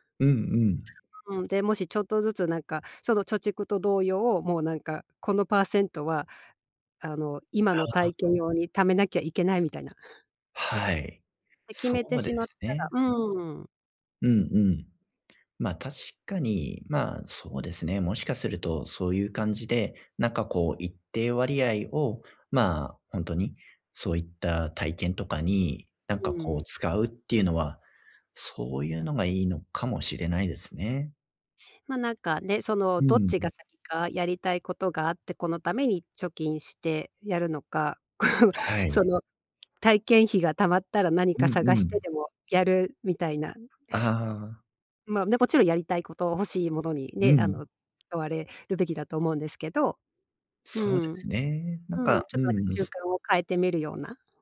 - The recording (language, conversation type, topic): Japanese, advice, 将来の貯蓄と今の消費のバランスをどう取ればよいですか？
- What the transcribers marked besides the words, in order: other background noise; laughing while speaking: "こう"; tapping